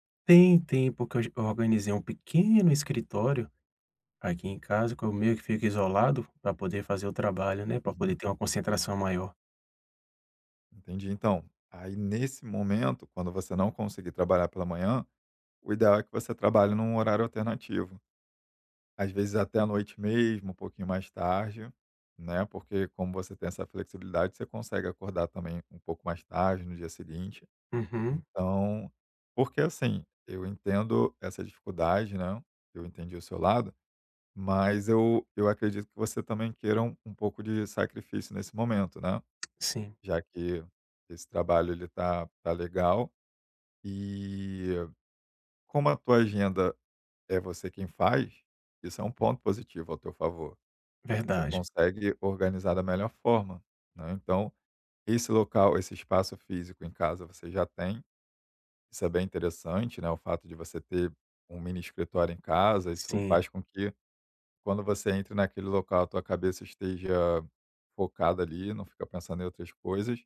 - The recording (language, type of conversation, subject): Portuguese, advice, Como posso estabelecer limites entre o trabalho e a vida pessoal?
- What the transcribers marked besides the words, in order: tapping